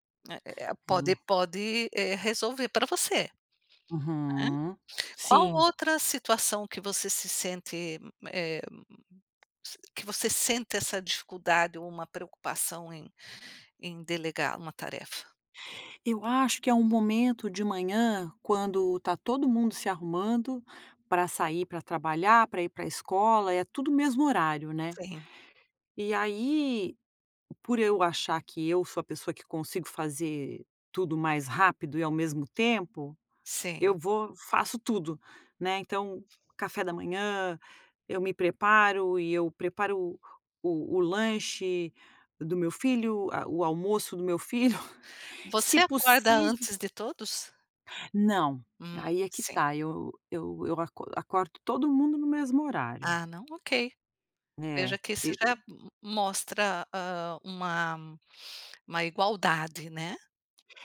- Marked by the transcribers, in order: other background noise; tapping; laugh
- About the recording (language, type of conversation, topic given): Portuguese, advice, Como posso superar a dificuldade de delegar tarefas no trabalho ou em casa?